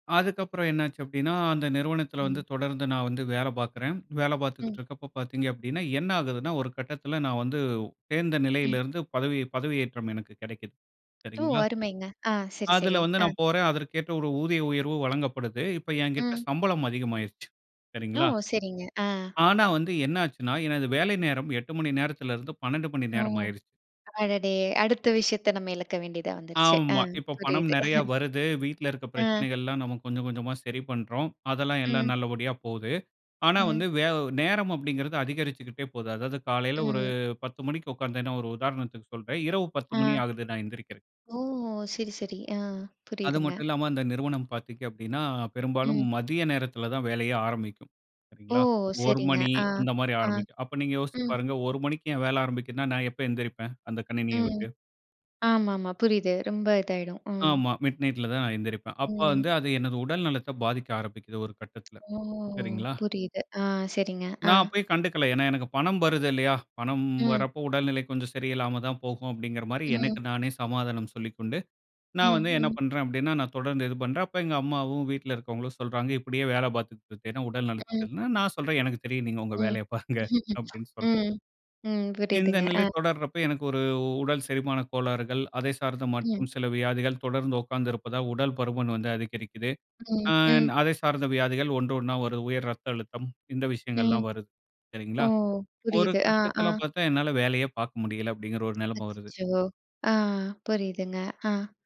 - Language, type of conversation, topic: Tamil, podcast, சம்பளம், நேரம் அல்லது உறவு—நீங்கள் எதற்கு முதலுரிமை தருகிறீர்கள், ஏன்?
- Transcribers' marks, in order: tapping; chuckle; drawn out: "ஆமா"; other background noise; chuckle; other noise